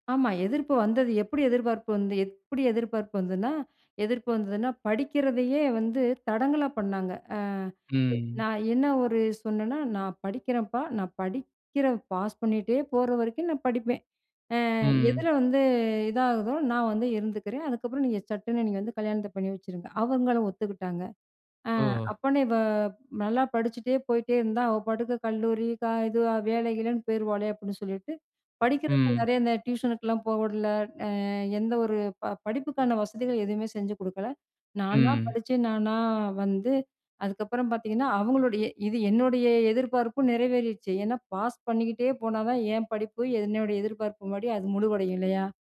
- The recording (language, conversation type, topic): Tamil, podcast, குடும்பம் உங்கள் தொழில்வாழ்க்கை குறித்து வைத்திருக்கும் எதிர்பார்ப்புகளை நீங்கள் எப்படி சமாளிக்கிறீர்கள்?
- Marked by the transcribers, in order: none